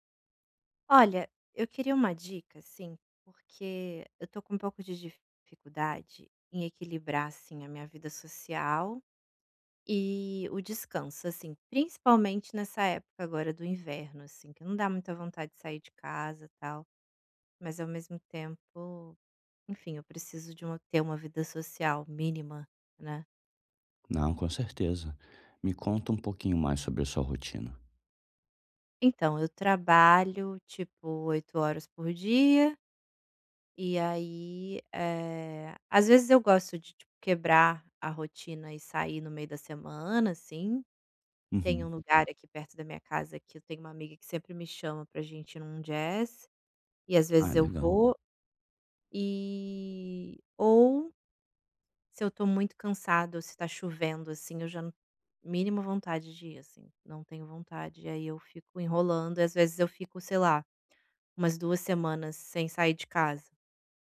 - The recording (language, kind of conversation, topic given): Portuguese, advice, Como posso equilibrar o descanso e a vida social nos fins de semana?
- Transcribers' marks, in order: none